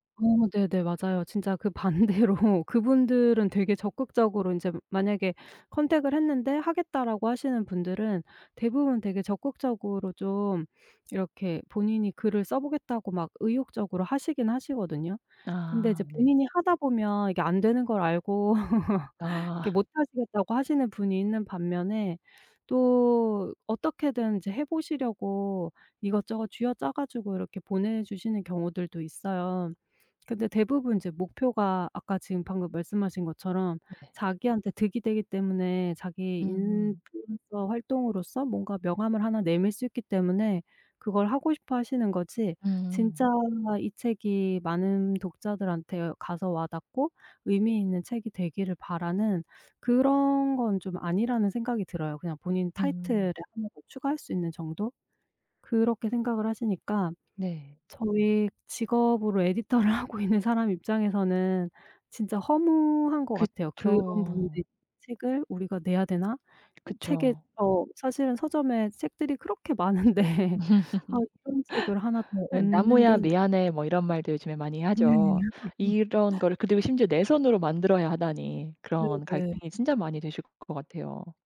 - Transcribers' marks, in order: laughing while speaking: "반대로"; in English: "컨택을"; laugh; tapping; in English: "에디터를"; laughing while speaking: "하고 있는 사람"; laughing while speaking: "많은데"; laugh; laugh
- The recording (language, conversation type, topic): Korean, advice, 개인 가치와 직업 목표가 충돌할 때 어떻게 해결할 수 있을까요?